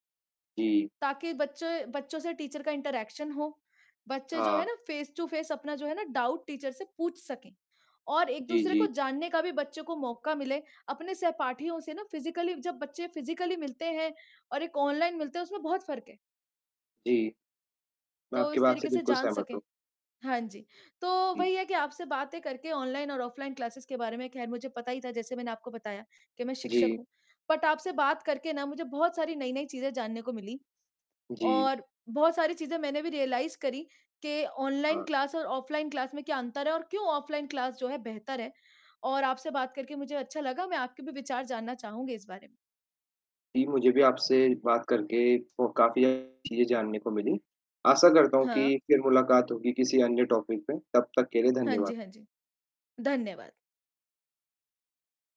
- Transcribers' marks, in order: static; in English: "टीचर"; in English: "इंटरेक्शन"; in English: "फेस टू फेस"; in English: "डाउट, टीचर"; in English: "फिजिकली"; in English: "फिजिकली"; distorted speech; in English: "क्लासेस"; in English: "बट"; in English: "रियलाइज"; in English: "क्लास"; in English: "क्लास"; tapping; in English: "क्लास"; in English: "टॉपिक"
- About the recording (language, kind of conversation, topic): Hindi, unstructured, क्या आपको लगता है कि ऑनलाइन पढ़ाई ऑफ़लाइन पढ़ाई से बेहतर है?